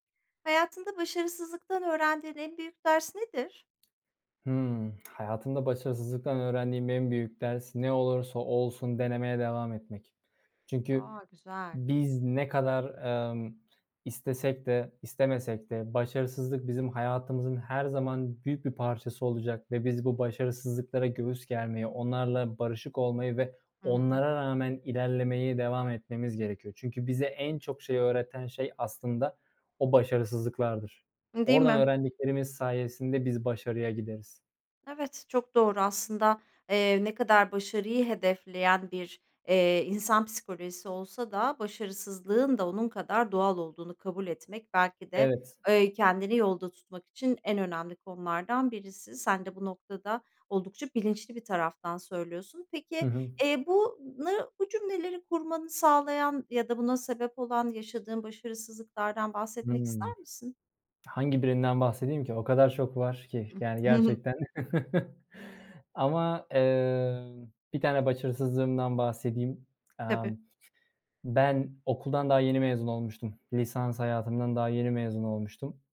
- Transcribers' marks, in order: tapping; other noise; chuckle
- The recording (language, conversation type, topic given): Turkish, podcast, Hayatında başarısızlıktan öğrendiğin en büyük ders ne?